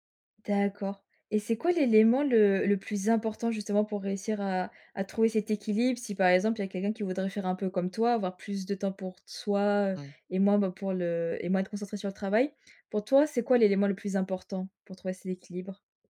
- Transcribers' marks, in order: stressed: "important"
- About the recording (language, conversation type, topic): French, podcast, Comment trouves-tu ton équilibre entre le travail et la vie personnelle ?